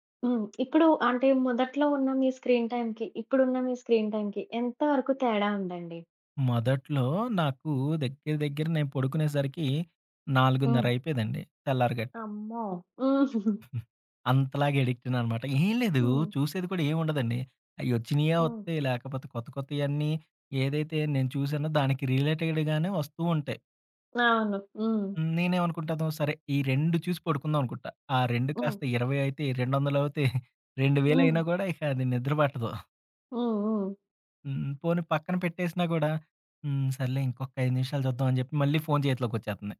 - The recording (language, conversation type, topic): Telugu, podcast, ఆన్‌లైన్, ఆఫ్‌లైన్ మధ్య సమతుల్యం సాధించడానికి సులభ మార్గాలు ఏవిటి?
- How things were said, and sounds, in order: tapping; in English: "స్క్రీన్ టైమ్‌కి"; in English: "స్క్రీన్ టైమ్‌కి"; giggle; chuckle; in English: "రిలేటెడ్"; laughing while speaking: "రెండొందలవుతాయి, రెండు వేలయినా గూడా ఇక అది నిద్ర పట్టదు"; chuckle